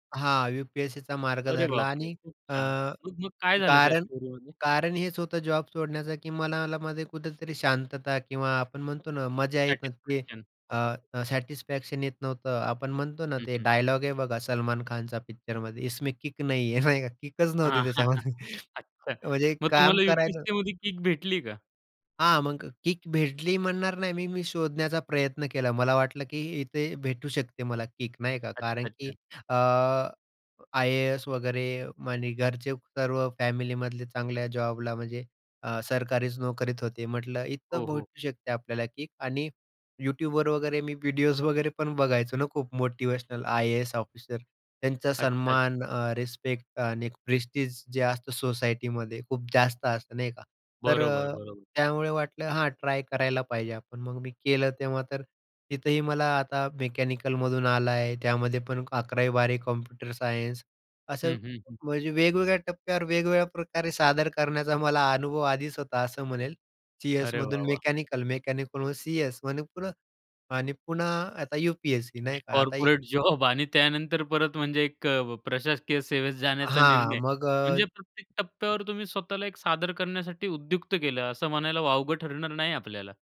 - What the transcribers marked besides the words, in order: in English: "स्टोरीमध्ये?"; in English: "सॅटिस्फॅक्शन"; in English: "सॅटिस्फॅक्शन"; in Hindi: "इसमें किक नाही है"; laughing while speaking: "नाही का? किकच नव्हती त्याच्यामध्ये"; in English: "किकच"; chuckle; in English: "किक"; in English: "किक"; other background noise; in English: "किक"; in English: "किक"; laughing while speaking: "व्हिडिओज"; in English: "प्रेस्टीज"; chuckle; tapping; in English: "कॉर्पोरेट"; laughing while speaking: "जॉब"
- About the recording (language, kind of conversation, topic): Marathi, podcast, स्वतःला नव्या पद्धतीने मांडायला तुम्ही कुठून आणि कशी सुरुवात करता?